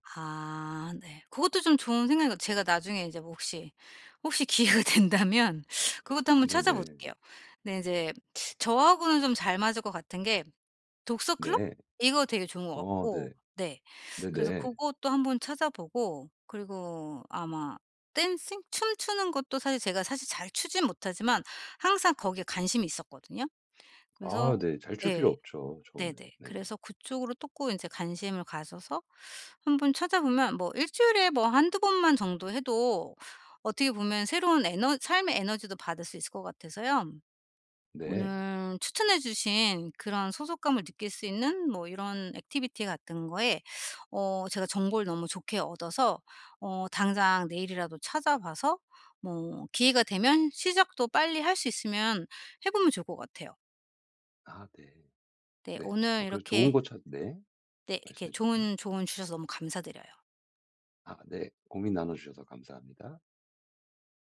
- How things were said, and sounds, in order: laughing while speaking: "기회가 된다면"; in English: "댄싱?"; in English: "액티비티"; tapping
- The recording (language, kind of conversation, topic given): Korean, advice, 소속감을 잃지 않으면서도 제 개성을 어떻게 지킬 수 있을까요?